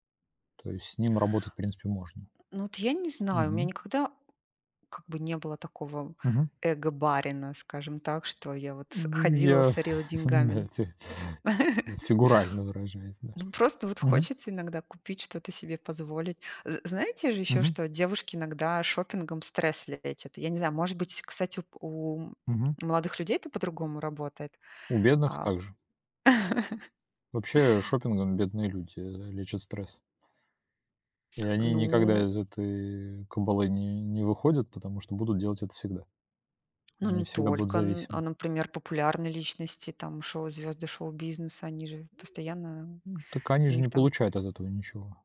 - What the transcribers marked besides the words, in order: tapping; chuckle; chuckle; other background noise; chuckle
- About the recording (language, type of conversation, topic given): Russian, unstructured, Что для вас значит финансовая свобода?